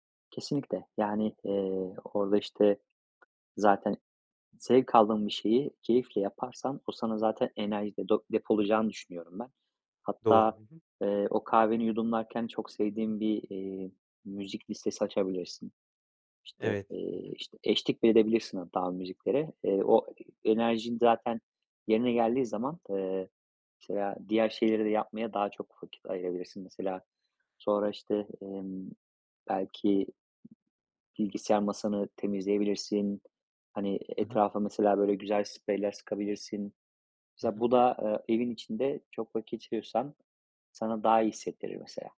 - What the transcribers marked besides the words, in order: tapping
- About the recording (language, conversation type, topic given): Turkish, advice, Hafta sonlarımı dinlenmek ve enerji toplamak için nasıl düzenlemeliyim?